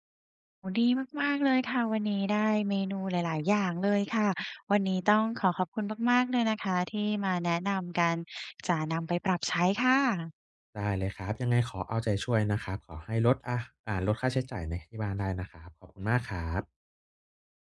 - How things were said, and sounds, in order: none
- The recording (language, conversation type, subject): Thai, advice, ทำอาหารที่บ้านอย่างไรให้ประหยัดค่าใช้จ่าย?